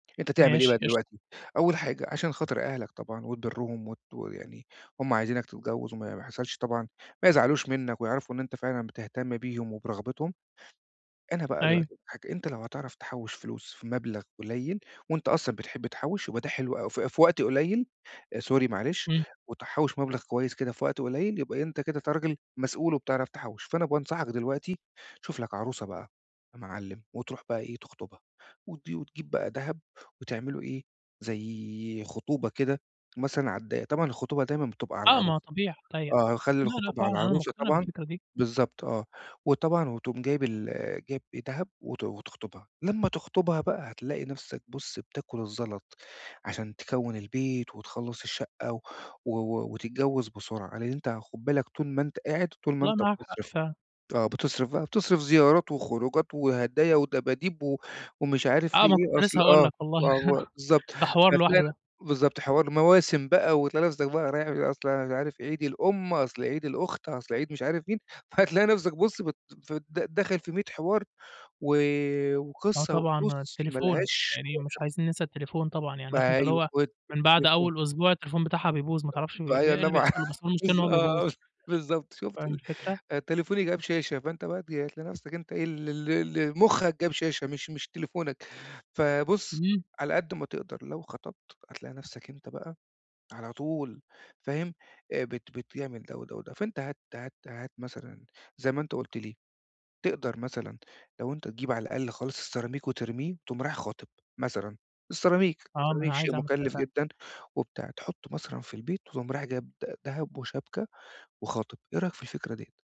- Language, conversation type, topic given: Arabic, advice, إزاي أتعامل مع ضغط أهلي إني أتجوز وأنا لسه مش مستعد؟
- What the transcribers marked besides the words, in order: in English: "sorry"; unintelligible speech; chuckle; unintelligible speech; laugh